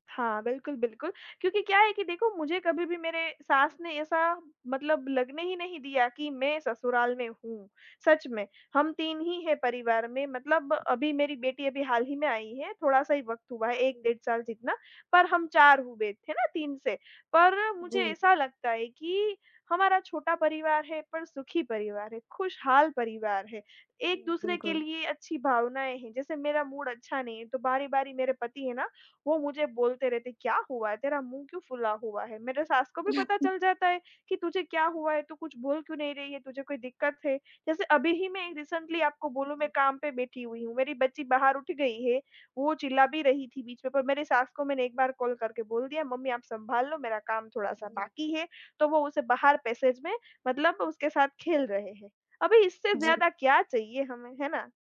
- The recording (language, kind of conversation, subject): Hindi, unstructured, आप अपने परिवार में खुशियाँ कैसे बढ़ाते हैं?
- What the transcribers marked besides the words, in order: in English: "मूड"; chuckle; in English: "रीसेंटली"; in English: "पैसेज"